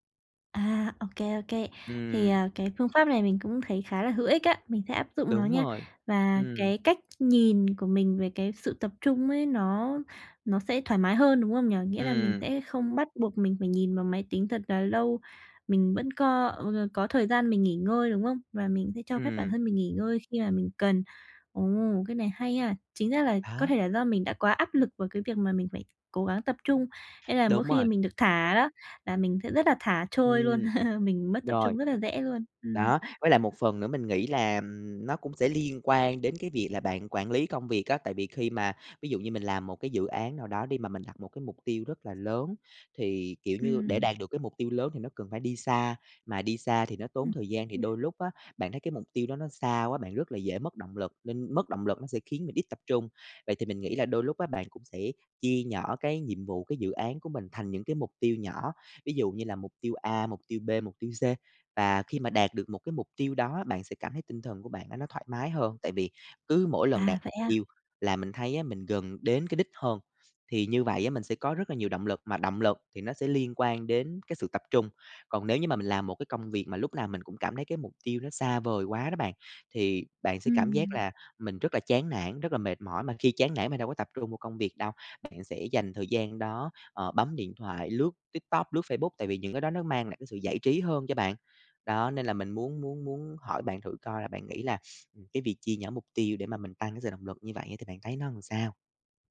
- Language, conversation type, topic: Vietnamese, advice, Làm thế nào để duy trì sự tập trung lâu hơn khi học hoặc làm việc?
- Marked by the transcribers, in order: tapping; other background noise; chuckle; "làm" said as "ừn"